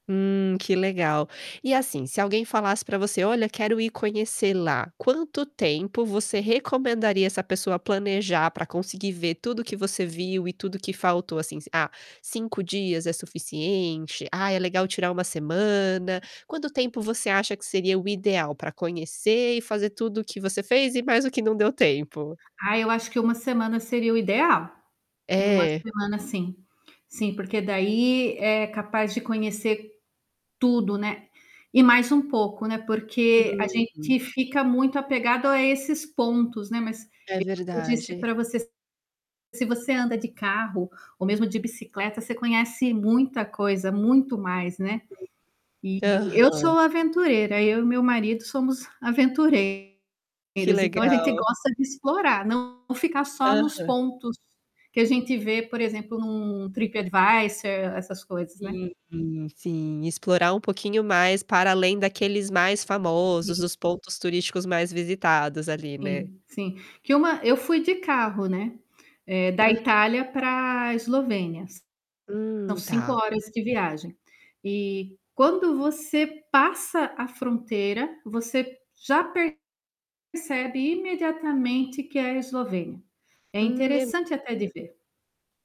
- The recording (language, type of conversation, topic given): Portuguese, podcast, Qual foi uma viagem que você nunca esqueceu?
- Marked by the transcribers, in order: tapping; static; other background noise; distorted speech